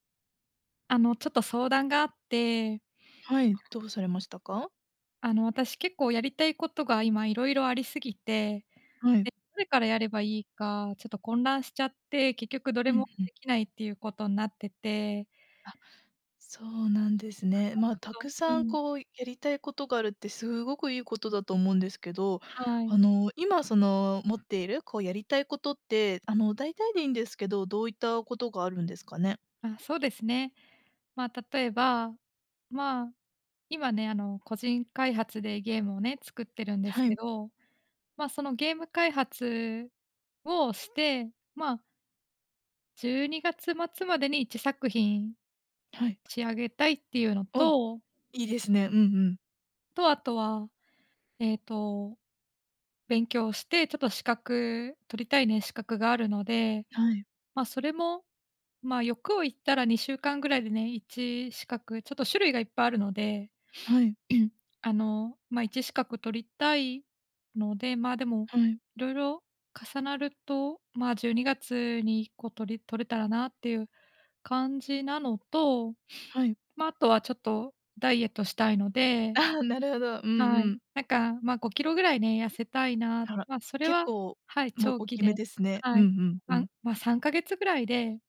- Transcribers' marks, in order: sniff; throat clearing; sniff
- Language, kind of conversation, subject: Japanese, advice, 複数の目標があって優先順位をつけられず、混乱してしまうのはなぜですか？